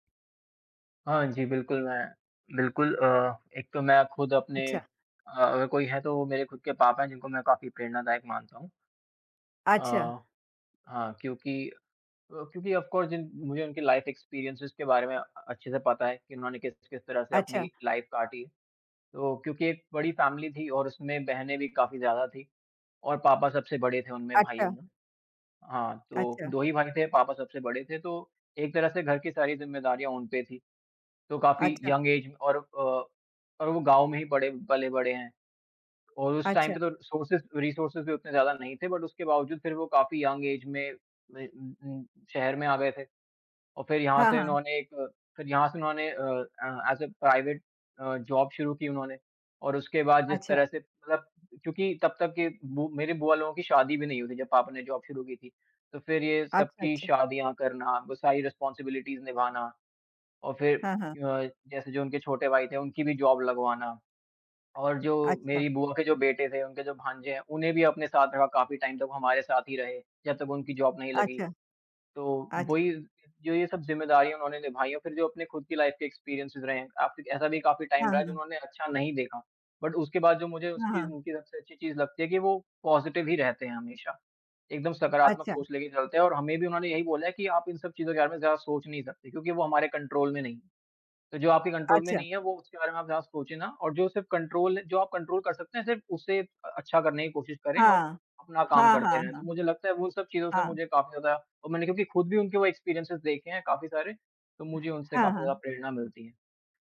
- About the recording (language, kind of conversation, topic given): Hindi, unstructured, आपके जीवन में सबसे प्रेरणादायक व्यक्ति कौन रहा है?
- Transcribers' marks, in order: tapping; in English: "ऑफ़ कोर्स"; in English: "लाइफ एक्सपीरियंसेज़"; in English: "लाइफ"; other background noise; in English: "फैमिली"; in English: "यंग ऐज"; in English: "टाइम"; in English: "रिसोर्सेज़ रिसोर्सेज़"; in English: "बट"; in English: "यंग ऐज"; in English: "एज़ अ प्राइवेट"; in English: "जॉब"; in English: "जॉब"; in English: "रिस्पांसिबिलिटीज़"; in English: "जॉब"; in English: "टाइम"; in English: "जॉब"; in English: "लाइफ"; in English: "एक्सपीरियंसेज़"; in English: "टाइम"; in English: "बट"; in English: "पॉजिटिव"; in English: "कंट्रोल"; in English: "कंट्रोल"; in English: "कंट्रोल"; in English: "कंट्रोल"; in English: "एक्सपीरियंसेज़"